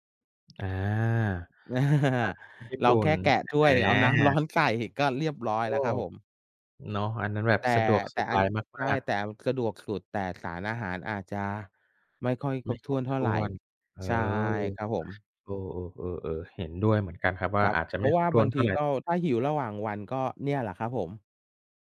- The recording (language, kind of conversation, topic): Thai, unstructured, คุณคิดว่าอาหารเช้ามีความสำคัญมากน้อยแค่ไหน?
- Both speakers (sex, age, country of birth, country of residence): male, 30-34, Thailand, Thailand; male, 45-49, Thailand, Thailand
- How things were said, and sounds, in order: chuckle; other background noise